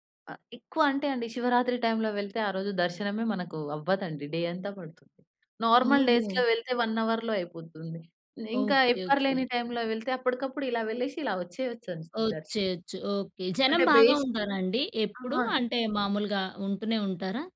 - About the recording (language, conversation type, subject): Telugu, podcast, ఒక పుణ్యస్థలానికి వెళ్లినప్పుడు మీలో ఏ మార్పు వచ్చింది?
- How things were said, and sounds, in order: in English: "టైమ్‌లో"; in English: "డే"; in English: "నార్మల్ డేస్‌లో"; in English: "వన్ అవర్"; in English: "టైమ్‌లో"; in English: "బేస్"